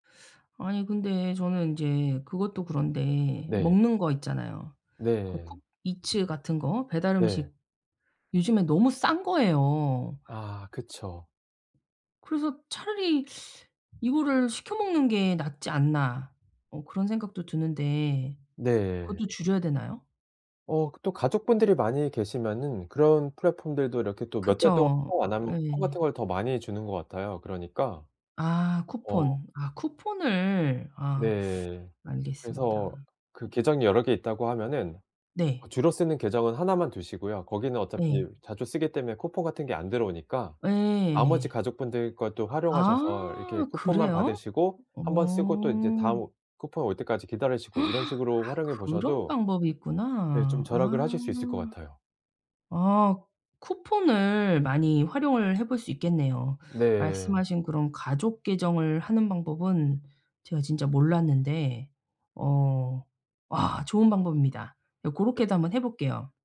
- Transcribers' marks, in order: other background noise; gasp
- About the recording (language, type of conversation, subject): Korean, advice, 의식적으로 소비하는 습관은 어떻게 구체적으로 시작할 수 있을까요?